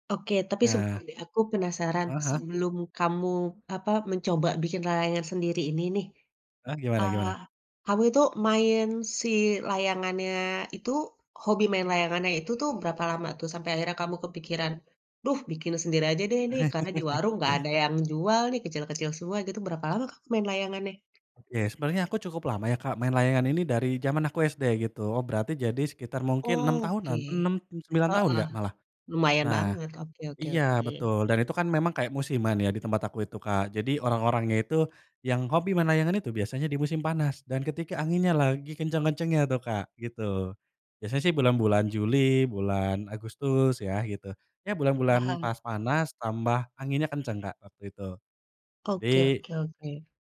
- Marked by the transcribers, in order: laugh; other background noise
- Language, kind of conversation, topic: Indonesian, podcast, Apa momen paling berkesan selama mengerjakan proyek hobi ini?